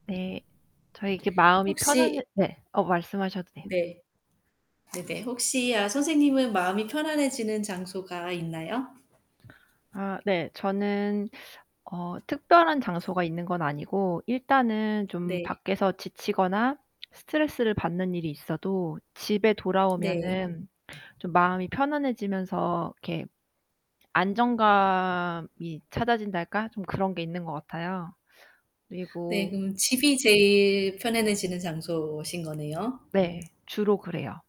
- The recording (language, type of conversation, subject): Korean, unstructured, 마음이 편안해지는 장소가 있으신가요? 그곳은 어떤 곳인가요?
- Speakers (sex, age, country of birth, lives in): female, 35-39, South Korea, United States; female, 40-44, South Korea, France
- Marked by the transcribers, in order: static; tapping; other background noise; distorted speech; unintelligible speech